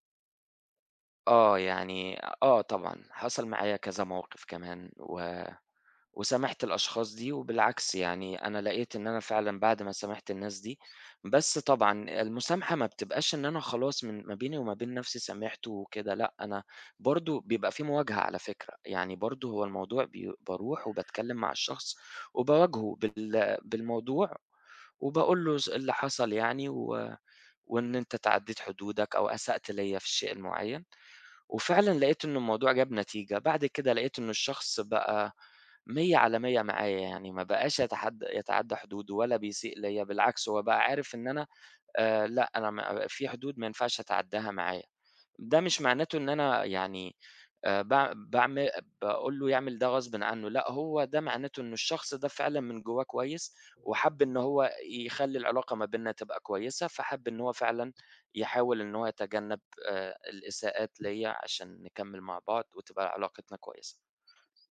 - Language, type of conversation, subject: Arabic, unstructured, هل تقدر تسامح حد آذاك جامد؟
- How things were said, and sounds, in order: none